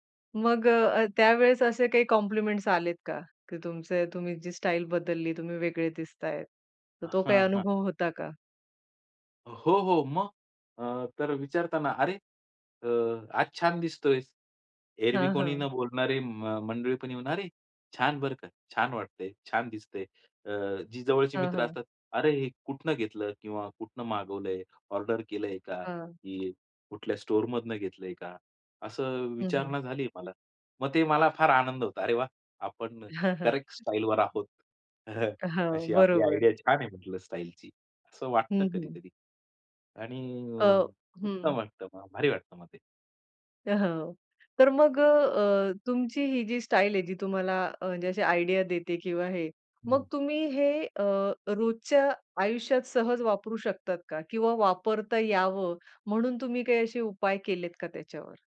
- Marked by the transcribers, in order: chuckle; tapping; chuckle; in English: "आयडिया"; laughing while speaking: "अ, हो"; in English: "आयडिया"
- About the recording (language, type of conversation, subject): Marathi, podcast, चित्रपटातील कोणता लूक तुम्हाला तुमच्या शैलीसाठी प्रेरणा देतो?